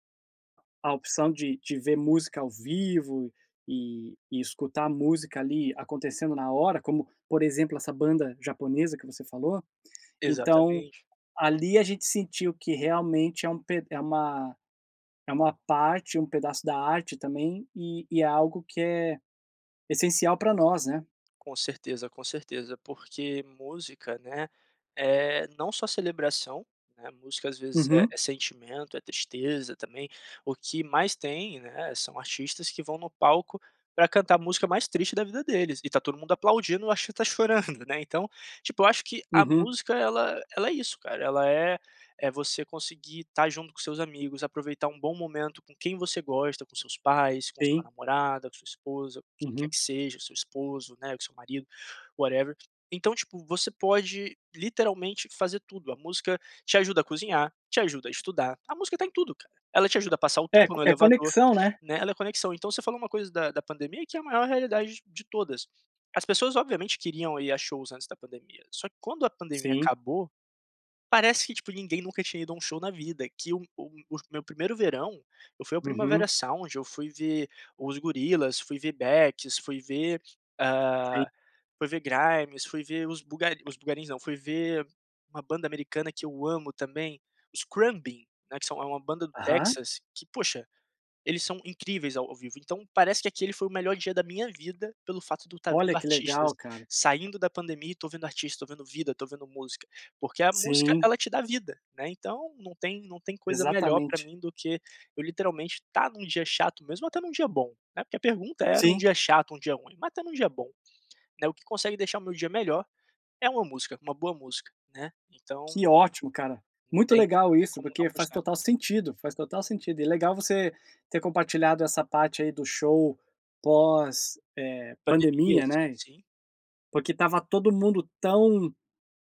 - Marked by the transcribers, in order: tapping; in English: "whatever"; other background noise
- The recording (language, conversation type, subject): Portuguese, podcast, Me conta uma música que te ajuda a superar um dia ruim?